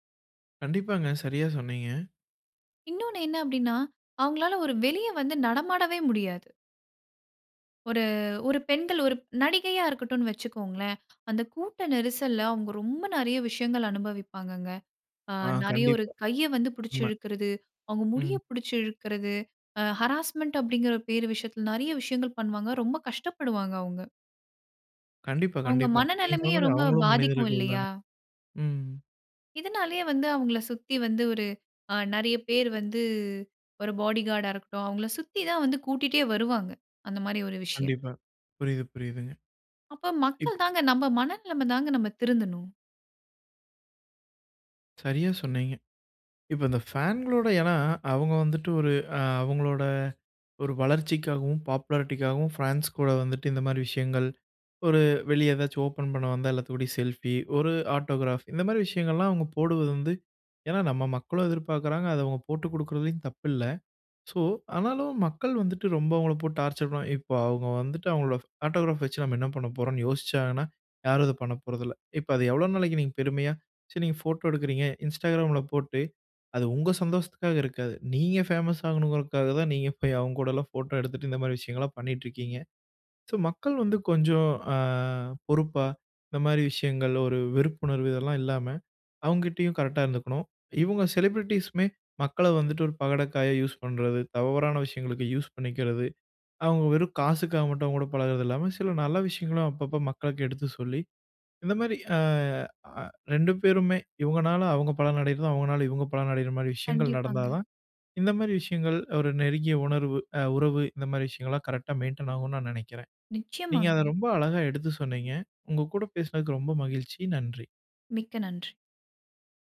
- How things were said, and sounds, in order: other background noise; in English: "ஹராஸ்மன்ட்"; in English: "பாப்புலாரிட்டிக்காகவும்"; in English: "ஆட்டோகிராப்"; in English: "ஆட்டோகிராப்"; drawn out: "அ"; in English: "செலிபிரிட்டீஸுமே"; in English: "மெயின்டென்"
- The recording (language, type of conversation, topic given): Tamil, podcast, ரசிகர்களுடன் நெருக்கமான உறவை ஆரோக்கியமாக வைத்திருக்க என்னென்ன வழிமுறைகள் பின்பற்ற வேண்டும்?